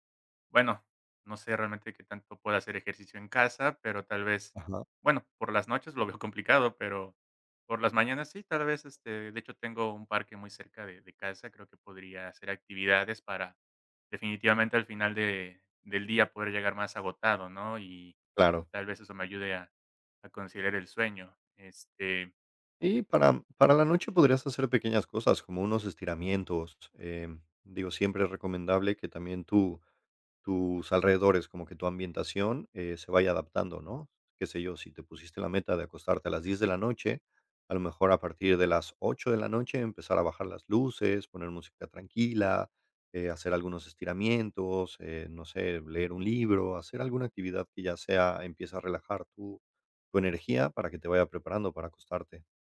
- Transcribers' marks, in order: laughing while speaking: "veo"; tapping
- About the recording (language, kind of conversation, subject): Spanish, advice, ¿Cómo describirías tu insomnio ocasional por estrés o por pensamientos que no paran?